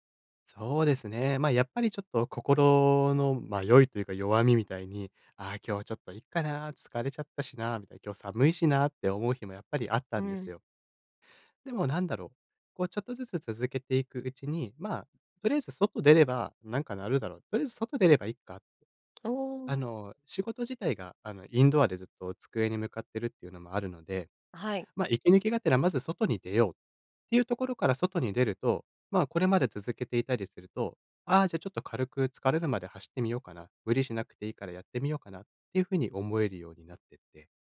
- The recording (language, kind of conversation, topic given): Japanese, podcast, 習慣を身につけるコツは何ですか？
- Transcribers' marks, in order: other background noise